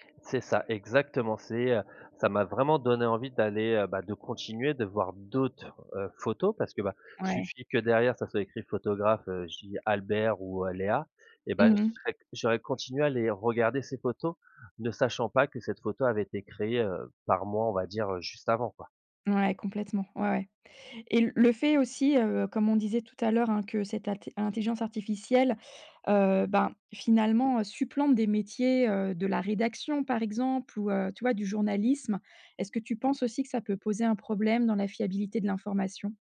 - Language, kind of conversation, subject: French, podcast, Comment repères-tu si une source d’information est fiable ?
- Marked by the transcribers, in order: none